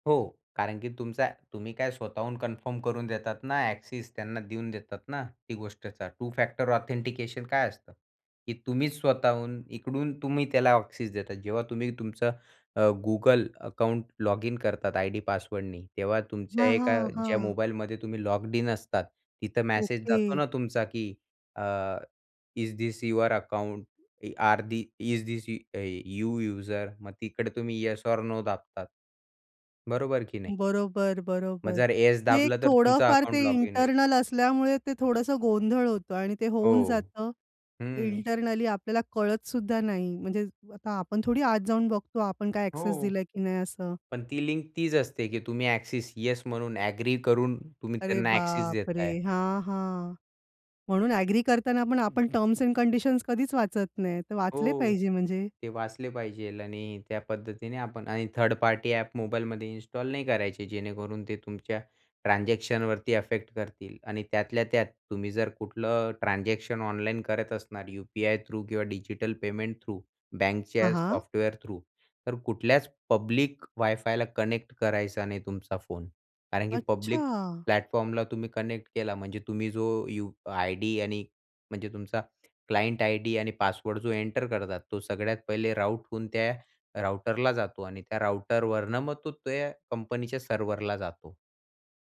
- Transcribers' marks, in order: in English: "कन्फर्म"; in English: "ॲक्सेस"; in English: "टू-फॅक्टर ऑथेंटिकेशन"; in English: "ॲक्सेस"; other background noise; in English: "इझ धिस युअर अकाऊंट ई ऑर दी इज धिस"; in English: "यू युझर"; in English: "ऑर"; tapping; in English: "इंटरनल"; in English: "इंटरनली"; in English: "ॲक्सेस"; in English: "ॲक्सेस"; in English: "ॲक्सेस"; "पाहिजे" said as "पाहिजेल"; in English: "अफेक्ट"; in English: "थ्रू"; in English: "थ्रू"; in English: "थ्रू"; in English: "पब्लिक"; in English: "कनेक्ट"; in English: "पब्लिक प्लॅटफॉर्मला"; in English: "कनेक्ट"; in English: "क्लायंट"
- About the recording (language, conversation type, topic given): Marathi, podcast, डिजिटल पेमेंट्सवर तुमचा विश्वास किती आहे?
- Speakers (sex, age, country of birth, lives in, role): female, 35-39, India, India, host; male, 20-24, India, India, guest